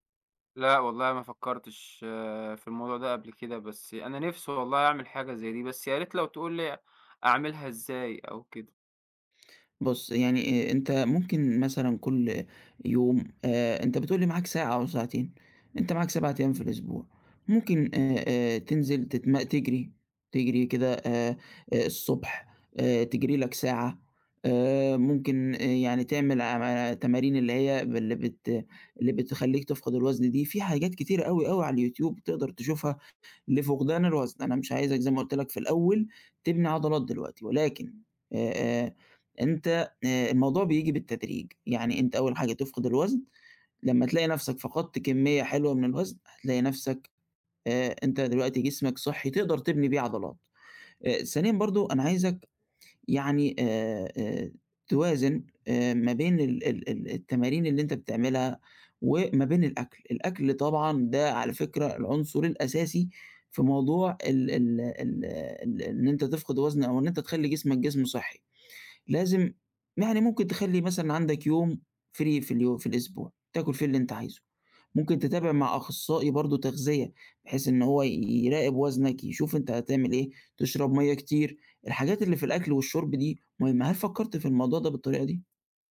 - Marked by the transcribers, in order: in English: "free"
- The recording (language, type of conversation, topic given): Arabic, advice, إزاي أوازن بين تمرين بناء العضلات وخسارة الوزن؟
- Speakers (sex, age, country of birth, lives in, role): male, 20-24, United Arab Emirates, Egypt, advisor; male, 25-29, Egypt, Egypt, user